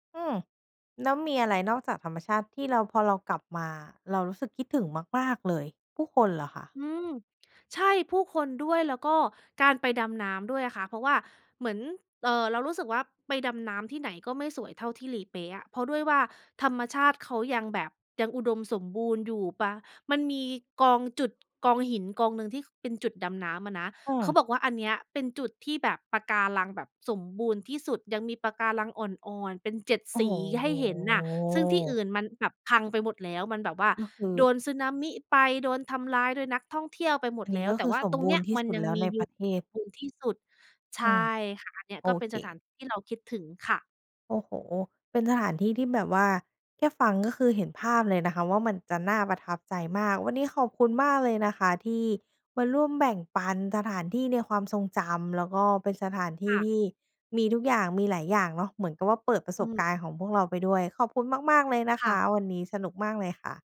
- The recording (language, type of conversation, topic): Thai, podcast, สถานที่ธรรมชาติแบบไหนที่ทำให้คุณรู้สึกผ่อนคลายที่สุด?
- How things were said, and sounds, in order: drawn out: "โอ้โฮ"